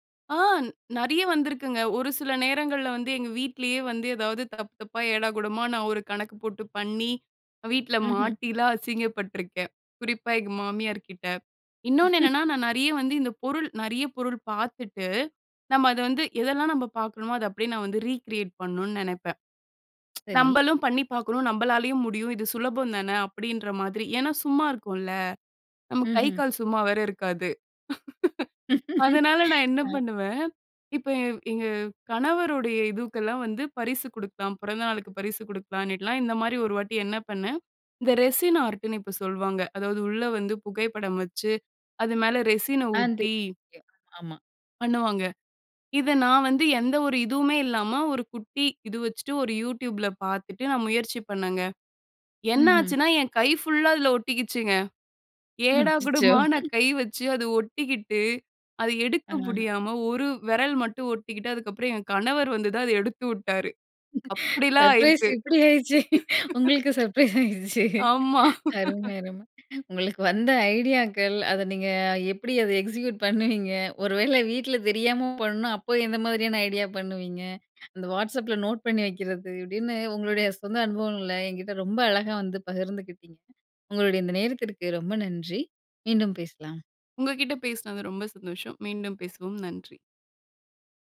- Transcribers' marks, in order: chuckle; in English: "ரீகிரியேட்"; tsk; chuckle; in English: "ரெசின் ஆர்ட்"; other background noise; laughing while speaking: "ம். அச்சச்சோ!"; laughing while speaking: "ஏடாகுடமா நான் கை வச்சு அது … உட்டாரு. அப்படிலாம் ஆயிருக்கு"; joyful: "சர்ப்ரைஸ் இப்படி ஆயிடுச்சே! உங்களுக்கு சர்ப்ரைஸ் … நன்றி. மீண்டும் பேசலாம்"; laughing while speaking: "சர்ப்ரைஸ் இப்படி ஆயிடுச்சே! உங்களுக்கு சர்ப்ரைஸ் … மாதிரியான ஐடியா பண்ணுவீங்க?"; chuckle
- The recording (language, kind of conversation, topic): Tamil, podcast, ஒரு புதிய யோசனை மனதில் தோன்றினால் முதலில் நீங்கள் என்ன செய்வீர்கள்?